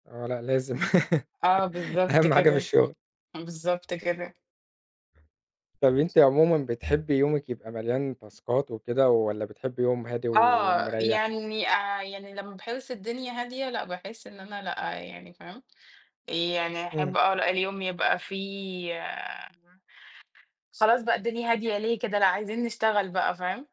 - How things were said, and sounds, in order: laugh; tapping; other background noise; in English: "تاسكات"
- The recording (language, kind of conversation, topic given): Arabic, unstructured, إيه أحسن يوم عدى عليك في شغلك وليه؟
- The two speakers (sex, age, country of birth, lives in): female, 25-29, Egypt, Egypt; male, 25-29, Egypt, Egypt